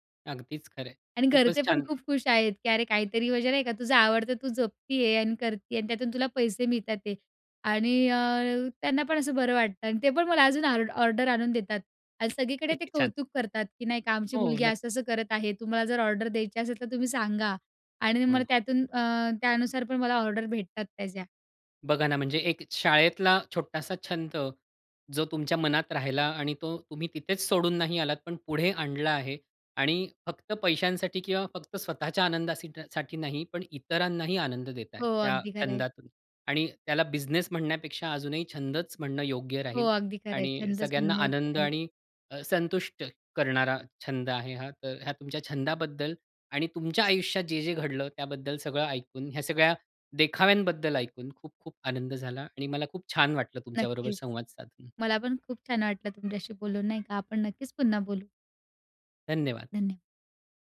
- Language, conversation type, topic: Marathi, podcast, या छंदामुळे तुमच्या आयुष्यात कोणते बदल झाले?
- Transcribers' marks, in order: other background noise; tapping; background speech